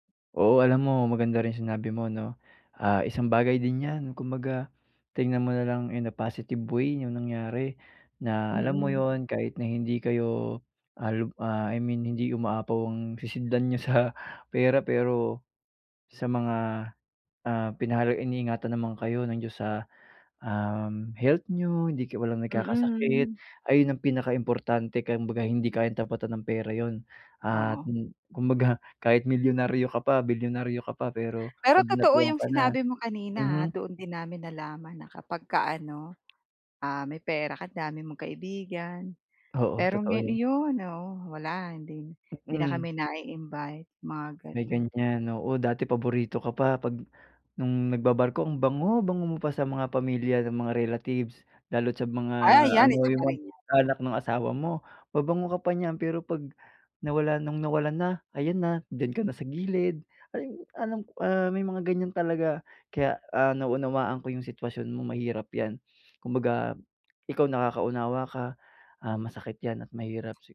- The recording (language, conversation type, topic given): Filipino, advice, Paano ko haharapin ang damdamin ko kapag nagbago ang aking katayuan?
- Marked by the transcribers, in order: lip trill